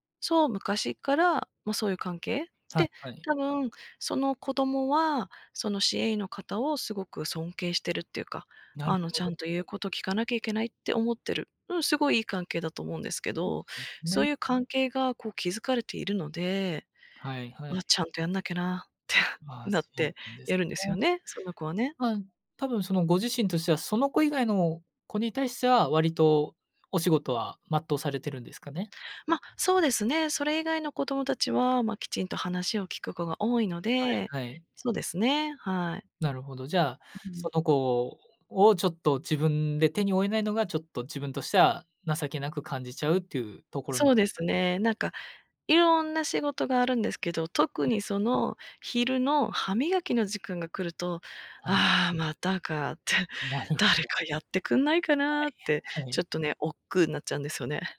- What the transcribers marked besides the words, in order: other background noise; "時間" said as "じくん"
- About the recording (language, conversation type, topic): Japanese, advice, 同僚と比べて自分には価値がないと感じてしまうのはなぜですか？